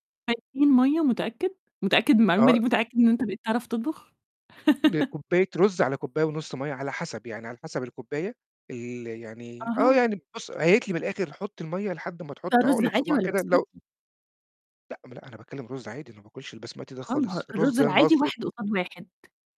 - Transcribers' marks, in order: distorted speech; giggle
- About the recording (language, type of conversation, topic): Arabic, podcast, إيه أكتر أكلة بتهون عليك لما تكون مضايق أو زعلان؟